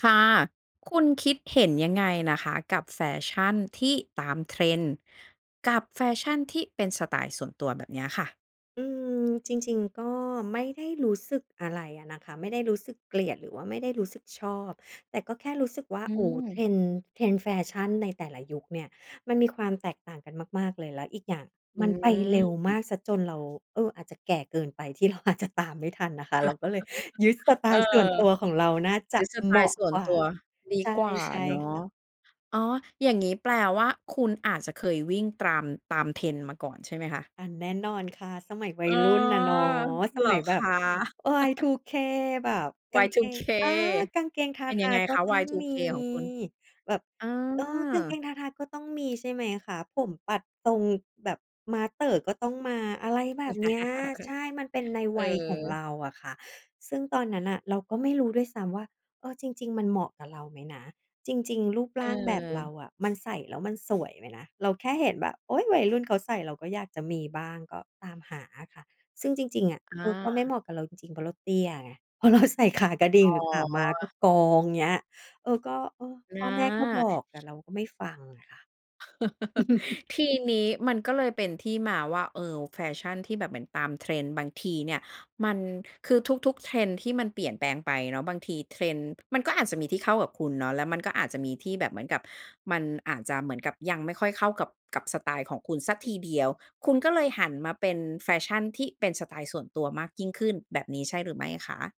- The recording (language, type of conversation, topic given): Thai, podcast, คุณคิดว่าเราควรแต่งตัวตามกระแสแฟชั่นหรือยึดสไตล์ของตัวเองมากกว่ากัน?
- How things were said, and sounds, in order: laughing while speaking: "อาจจะ"; chuckle; other noise; "ตาม-" said as "ตราม"; drawn out: "อ๋อ"; chuckle; chuckle; laughing while speaking: "เออ"; laughing while speaking: "พอเราใส่"; chuckle